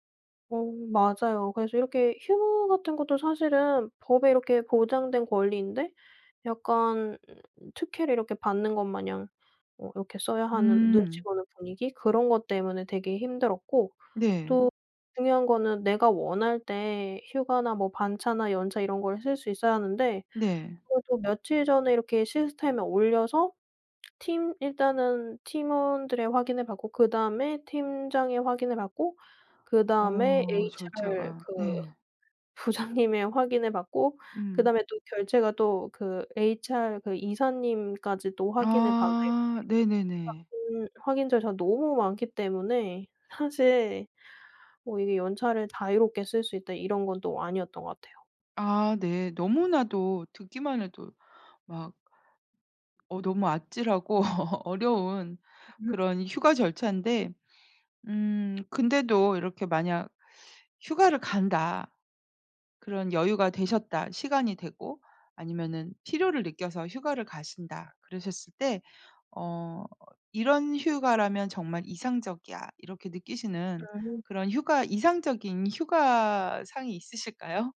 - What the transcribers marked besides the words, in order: other background noise; laughing while speaking: "부장님의"; unintelligible speech; laughing while speaking: "사실"; laughing while speaking: "아찔하고"; laugh
- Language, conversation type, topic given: Korean, podcast, 휴가를 제대로 쓰는 팁이 있나요?